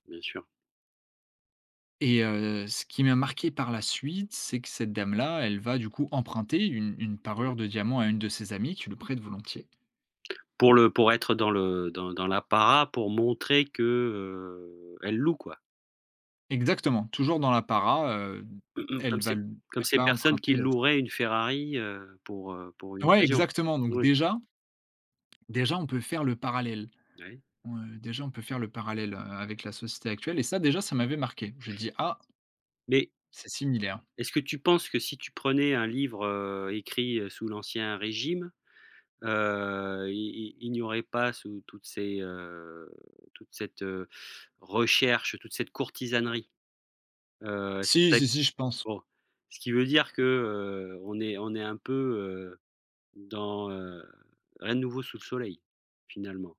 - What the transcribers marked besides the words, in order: drawn out: "heu"; other background noise
- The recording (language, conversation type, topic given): French, podcast, Quel livre d’enfance t’a marqué pour toujours ?